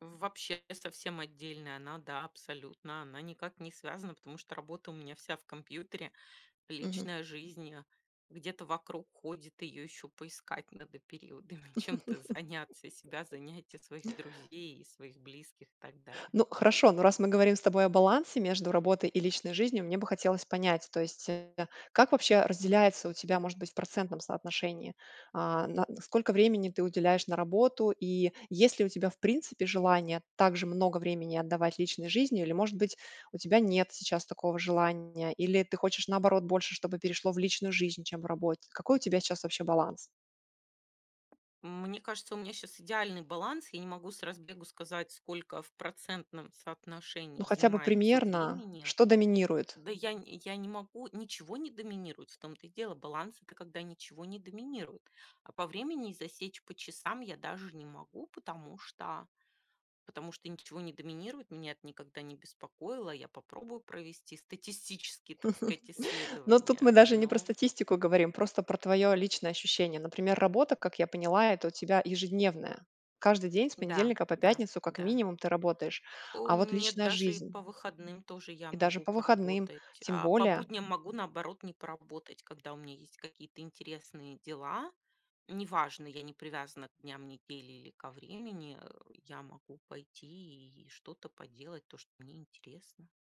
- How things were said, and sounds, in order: chuckle; laugh; tapping; laugh
- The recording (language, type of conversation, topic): Russian, podcast, Как ты находишь баланс между работой и личной жизнью?